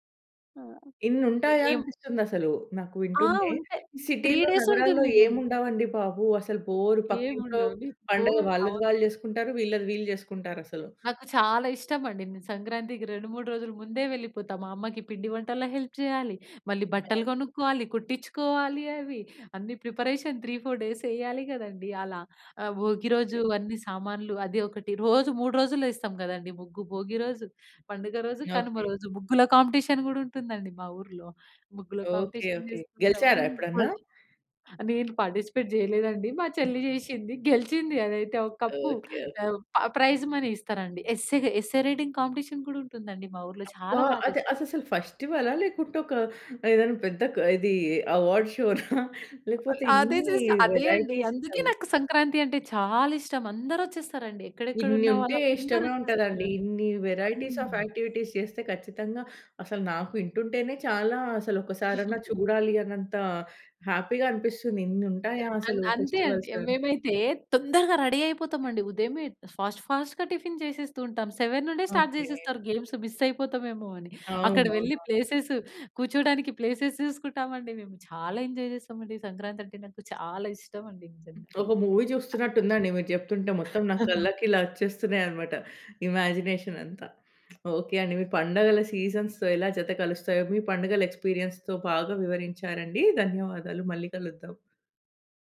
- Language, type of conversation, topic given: Telugu, podcast, మన పండుగలు ఋతువులతో ఎలా ముడిపడి ఉంటాయనిపిస్తుంది?
- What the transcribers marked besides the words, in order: in English: "సిటీలో"; in English: "త్రీ డేస్"; in English: "బోర్"; unintelligible speech; in English: "హెల్ప్"; in English: "ప్రిపరేషన్ త్రీ ఫోర్ డేస్"; in English: "ఎస్ ఎస్"; in English: "కాంపిటీషన్"; in English: "కాంపిటీషన్"; unintelligible speech; in English: "పార్టిసిపేట్"; other background noise; in English: "ప్రైజ్ మనీ"; in English: "ఎస్సే రైటింగ్ కాంపిటీషన్"; in English: "అవార్డ్"; giggle; in English: "వేరైటీస్"; in English: "వేరైటీస్ ఆఫ్ యాక్టివిటీస్"; giggle; in English: "హ్యాపీగా"; in English: "ఫెస్టివల్స్‌లో"; in English: "రెడీ"; in English: "ఫాస్ట్ ఫాస్ట్‌గా టిఫిన్"; in English: "సెవెన్"; in English: "స్టార్ట్"; in English: "గేమ్స్. మిస్"; in English: "ప్లేసెస్"; in English: "ప్లేసెస్"; in English: "ఎంజాయ్"; tapping; in English: "మూవీ"; chuckle; in English: "ఇమాజినేషన్"; in English: "సీజన్స్‌తో"; in English: "ఎక్స్‌పీరియన్స్‌తో"